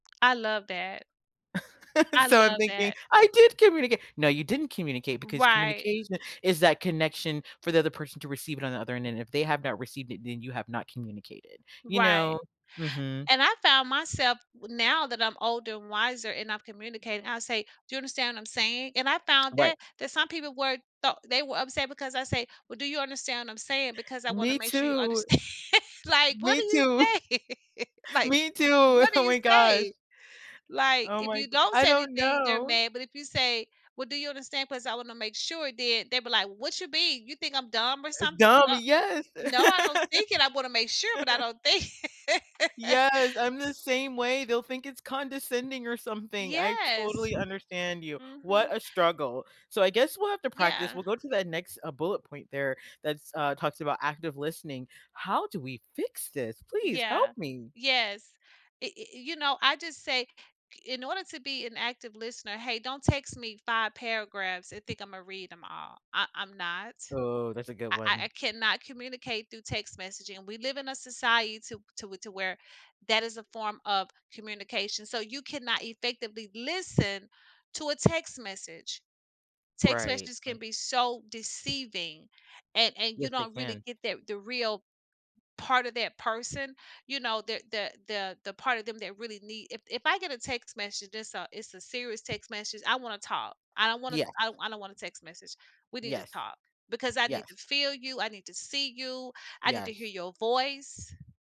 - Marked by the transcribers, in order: laugh; chuckle; laughing while speaking: "understand"; laughing while speaking: "oh"; laughing while speaking: "say"; laugh; laugh; "society" said as "societo"; other background noise
- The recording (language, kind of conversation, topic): English, unstructured, How will you improve your communication skills?
- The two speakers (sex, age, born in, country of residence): female, 40-44, United States, United States; female, 55-59, United States, United States